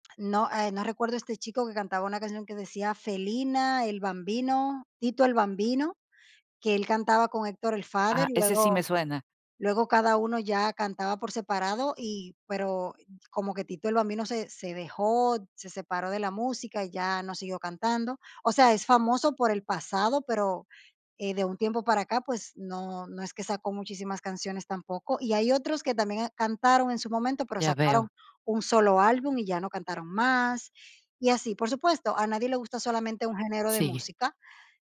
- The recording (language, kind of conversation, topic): Spanish, podcast, ¿Cómo han cambiado tus gustos en los medios desde la adolescencia hasta hoy?
- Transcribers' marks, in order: none